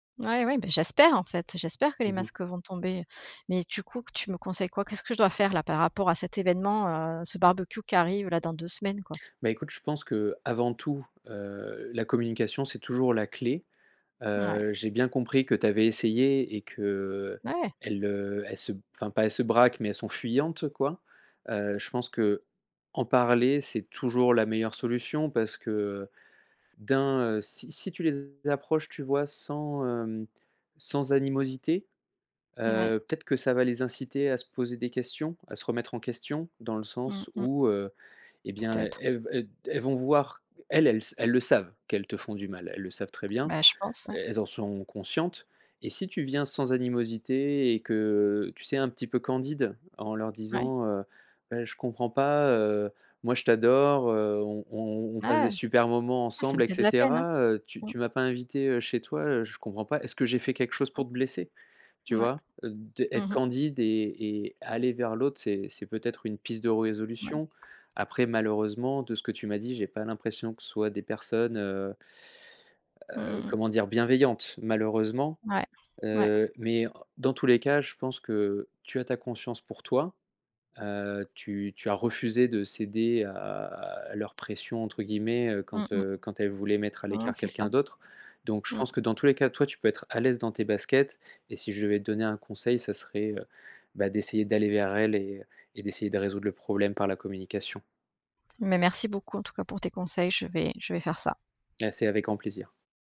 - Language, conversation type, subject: French, advice, Comment te sens-tu quand tu te sens exclu(e) lors d’événements sociaux entre amis ?
- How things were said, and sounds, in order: stressed: "j'espère"; stressed: "savent"; unintelligible speech; stressed: "bienveillantes"